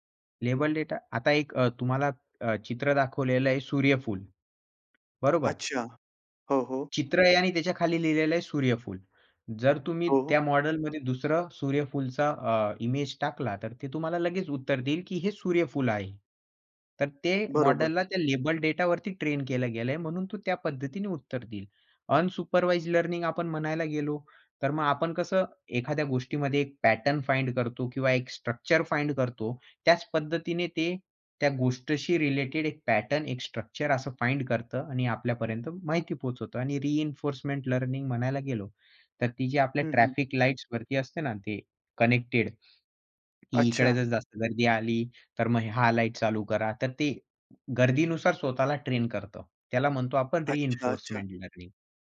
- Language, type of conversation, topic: Marathi, podcast, शैक्षणिक माहितीचा सारांश तुम्ही कशा पद्धतीने काढता?
- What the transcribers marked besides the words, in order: in English: "लेबल डेटा"; tapping; in English: "अनसुपरवाइज्ड लर्निंग"; in English: "पॅटर्न फाइंड"; in English: "स्ट्रक्चर फाइंड"; in English: "पॅटर्न"; in English: "स्ट्रक्चर"; in English: "रिइन्फोर्समेंट लर्निंग"; in English: "कनेक्टेड"; in English: "रिइन्फोर्समेंट लर्निंग"